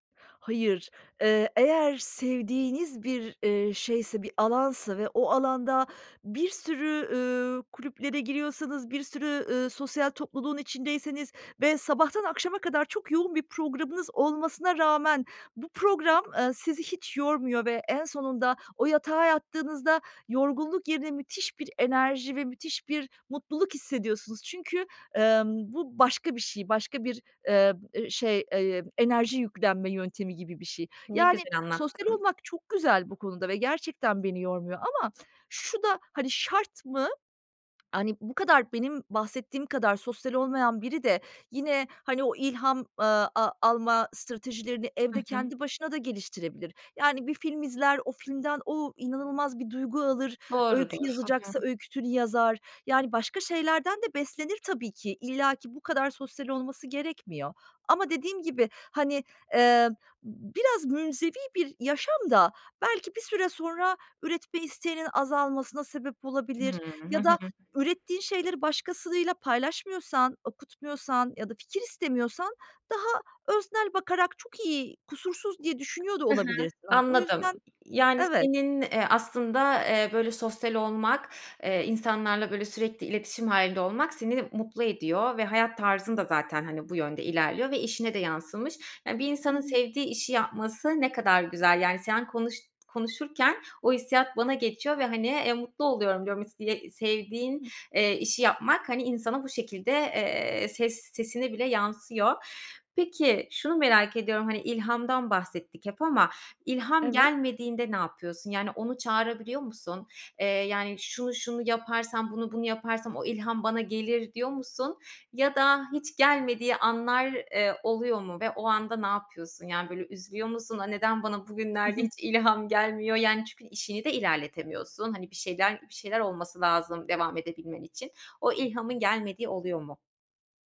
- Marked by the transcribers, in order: other noise
- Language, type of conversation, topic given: Turkish, podcast, Anlık ilham ile planlı çalışma arasında nasıl gidip gelirsin?